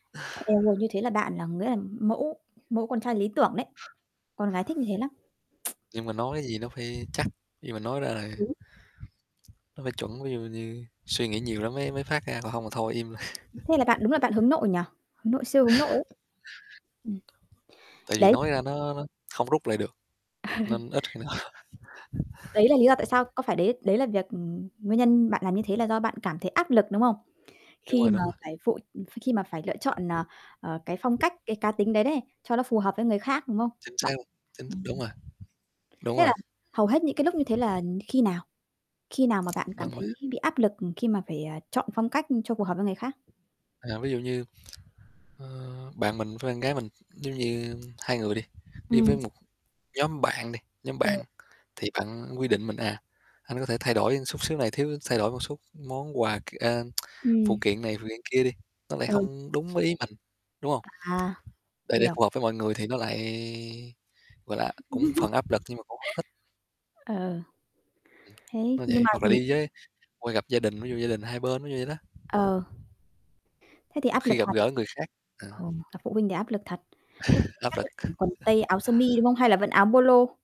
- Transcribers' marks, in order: tapping; other background noise; tsk; distorted speech; chuckle; chuckle; laughing while speaking: "nào"; background speech; tsk; tsk; chuckle; chuckle
- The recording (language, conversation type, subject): Vietnamese, unstructured, Bạn thường thể hiện cá tính của mình qua phong cách như thế nào?
- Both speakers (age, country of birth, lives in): 25-29, Vietnam, Vietnam; 30-34, Vietnam, Vietnam